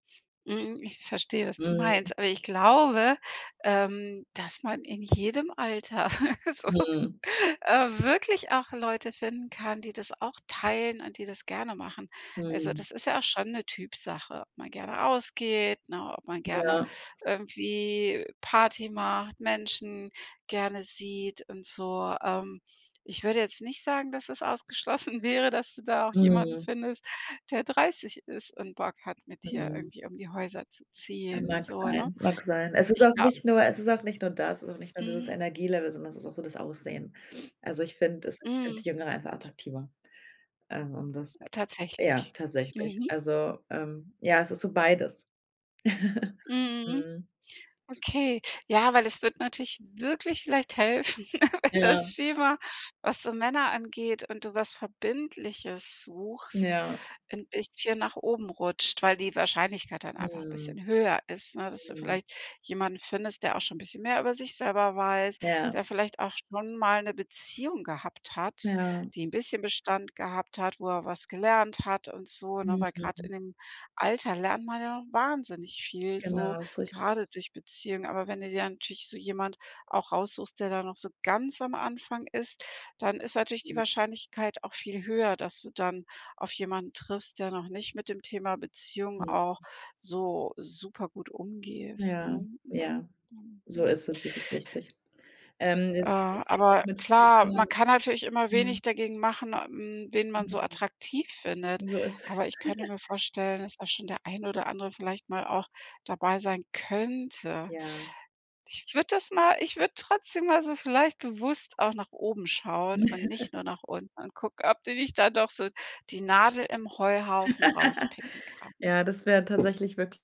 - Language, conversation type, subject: German, advice, Warum zweifle ich daran, ob ich gut genug für eine neue Beziehung bin?
- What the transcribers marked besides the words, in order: laugh; laughing while speaking: "so"; other background noise; joyful: "ausgeschlossen wäre, dass du da auch jemanden findest, der dreißig ist"; giggle; stressed: "wirklich"; giggle; joyful: "wenn das Schema"; anticipating: "auch schon mal 'ne Beziehung gehabt hat"; anticipating: "ja noch wahnsinnig viel"; stressed: "ganz"; giggle; drawn out: "könnte"; stressed: "könnte"; joyful: "Ich würde das mal ich würde trotzdem mal so vielleicht bewusst"; laugh; joyful: "ob du nicht da doch so"; laugh